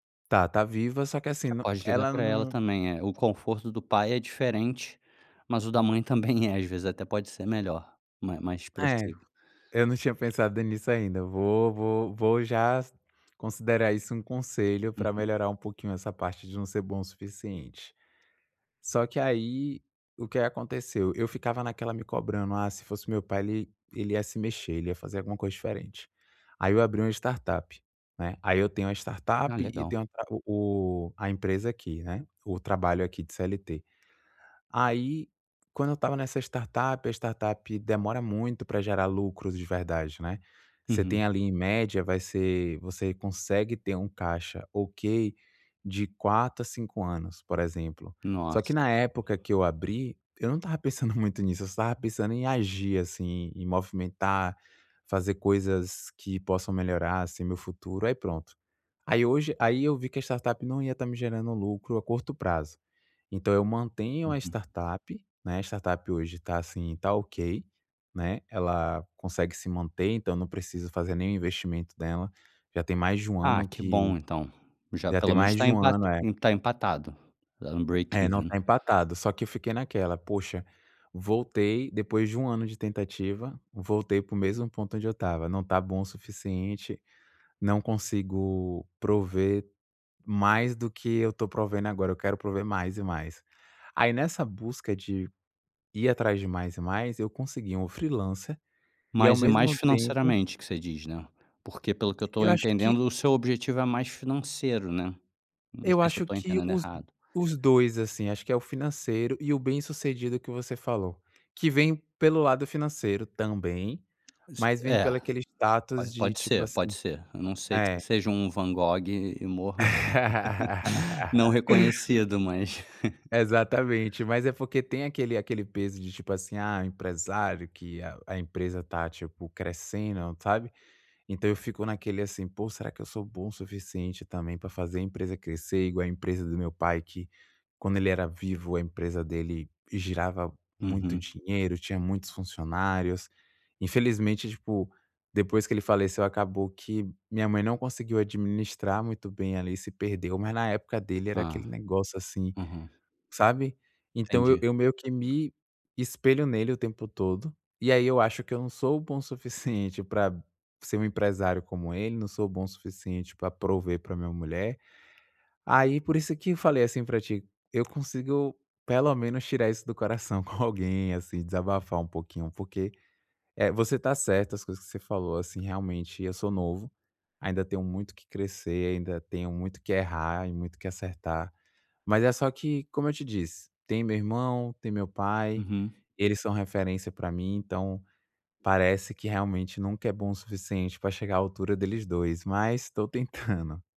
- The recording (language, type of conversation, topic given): Portuguese, advice, Como você lida com a culpa de achar que não é bom o suficiente?
- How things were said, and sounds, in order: in English: "break even"; laugh; laugh; chuckle